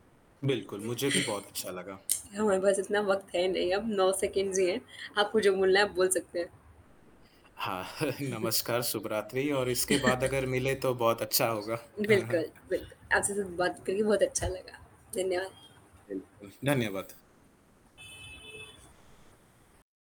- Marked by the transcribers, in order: static; in English: "सेकंड्स"; chuckle; chuckle; horn; distorted speech
- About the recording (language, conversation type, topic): Hindi, unstructured, आप कैसे तय करते हैं कि कौन-सी खबरें सही हैं?
- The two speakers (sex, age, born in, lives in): female, 20-24, India, India; male, 20-24, India, India